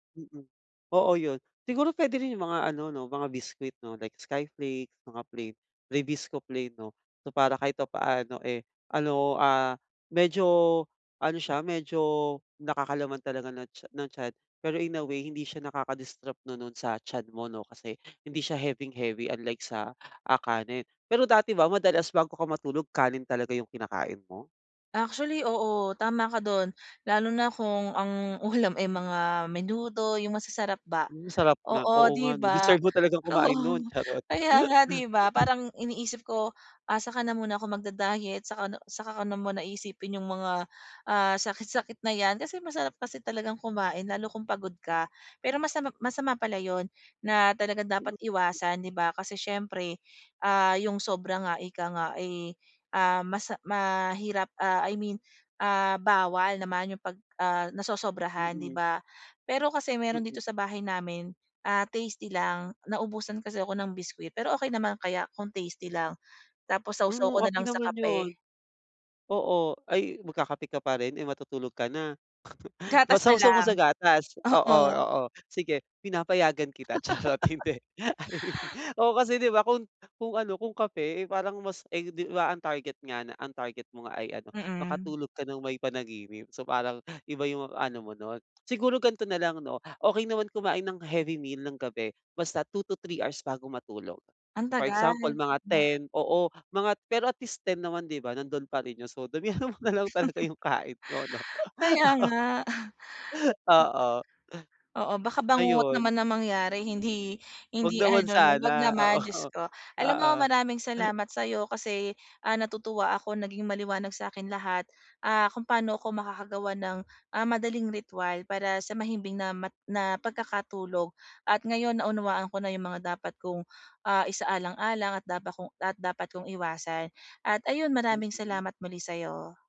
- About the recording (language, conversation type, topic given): Filipino, advice, Paano ako makakagawa ng simpleng ritwal para mas mahimbing ang tulog ko?
- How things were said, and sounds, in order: in English: "in a way"; tapping; in English: "nakaka-distrupt"; in English: "heaving-heavy unlike"; fan; chuckle; other background noise; chuckle; chuckle; chuckle; laughing while speaking: "so damihan mo nalang talaga yung kain 'no, oo"; hiccup